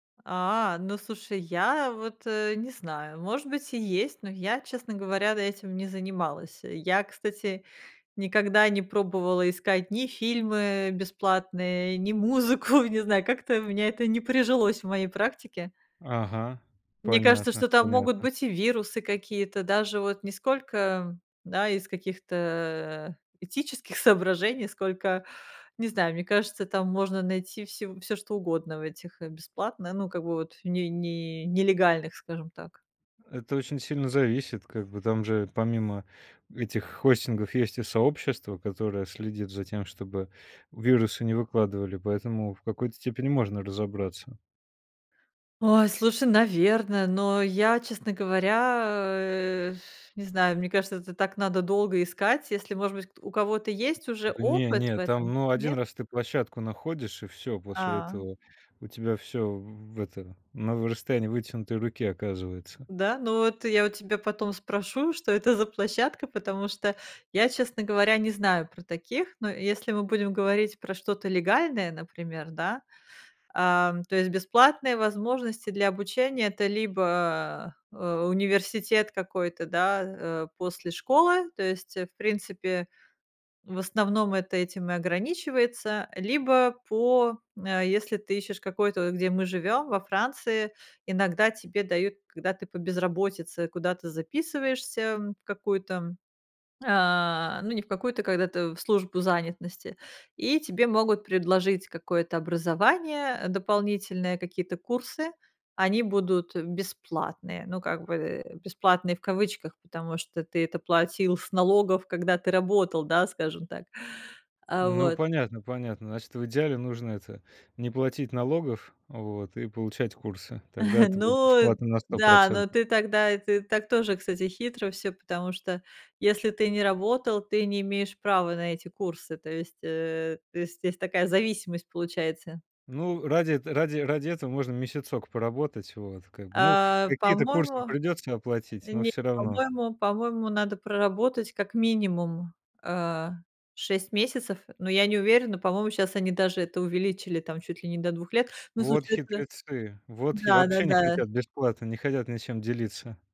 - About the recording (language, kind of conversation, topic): Russian, podcast, Где искать бесплатные возможности для обучения?
- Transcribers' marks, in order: laughing while speaking: "ни музыку"; laughing while speaking: "этических соображений"; blowing; tapping; chuckle